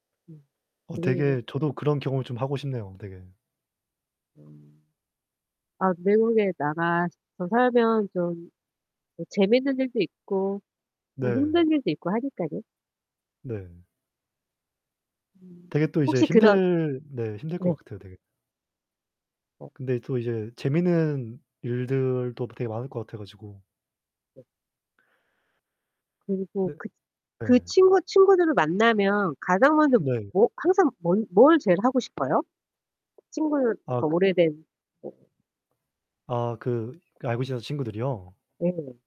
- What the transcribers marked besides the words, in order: distorted speech; unintelligible speech; other background noise; tapping
- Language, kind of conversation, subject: Korean, unstructured, 추억 속에서 다시 만나고 싶은 사람이 있나요?